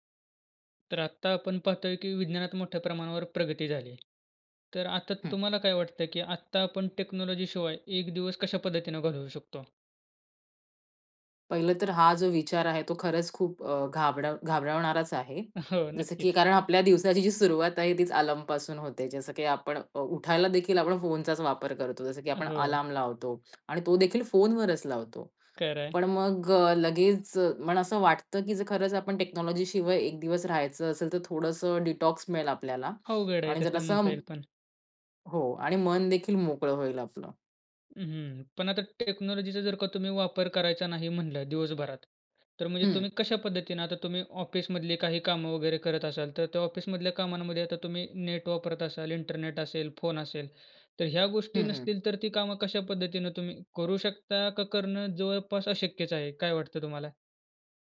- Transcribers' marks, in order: tapping; other background noise; in English: "टेक्नॉलॉजी"; in English: "टेक्नॉलॉजी"; other noise; in English: "डिटॉक्स"; in English: "टेक्नॉलॉजीचा"
- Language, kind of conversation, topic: Marathi, podcast, तंत्रज्ञानाशिवाय तुम्ही एक दिवस कसा घालवाल?